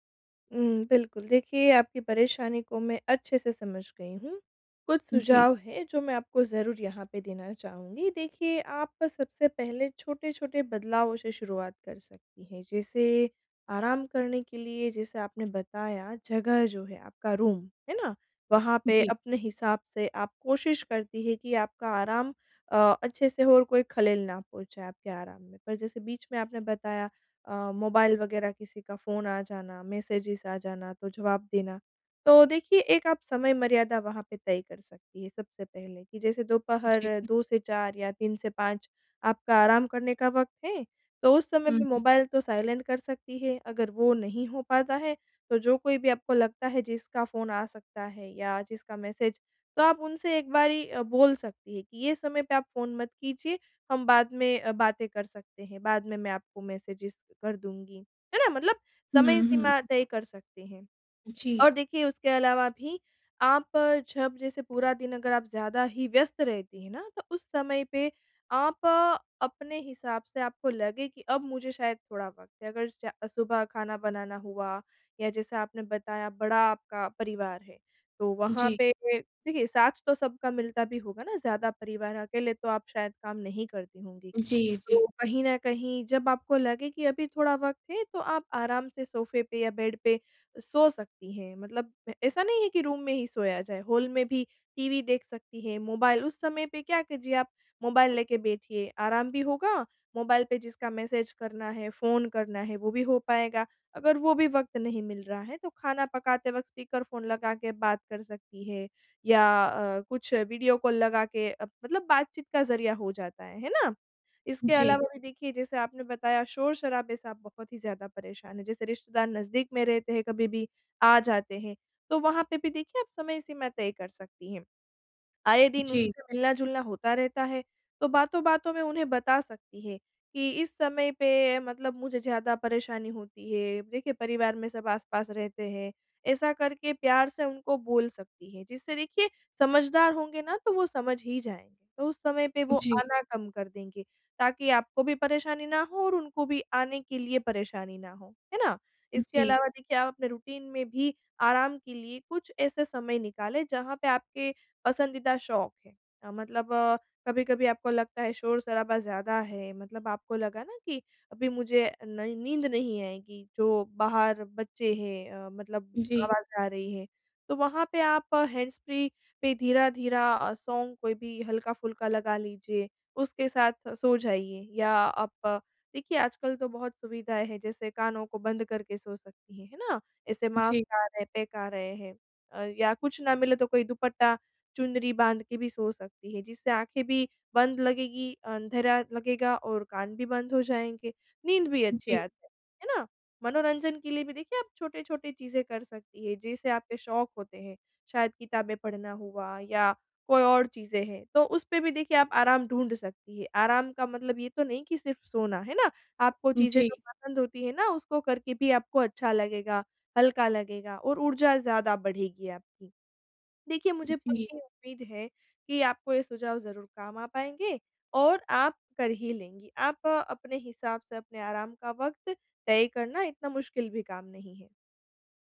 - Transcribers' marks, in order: in English: "रूम"; in English: "मैसेजेज़"; in English: "साइलेंट"; in English: "मैसेजेज़"; in English: "बेड"; in English: "रूम"; in English: "हॉल"; in English: "कॉल"; in English: "रूटीन"; in English: "हैंड्सफ्री"; "धीरे-धीरे" said as "धीरा-धीरा"; in English: "सॉन्ग"; in English: "मास्क"; in English: "पैक"
- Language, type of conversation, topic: Hindi, advice, घर पर आराम करने में आपको सबसे ज़्यादा किन चुनौतियों का सामना करना पड़ता है?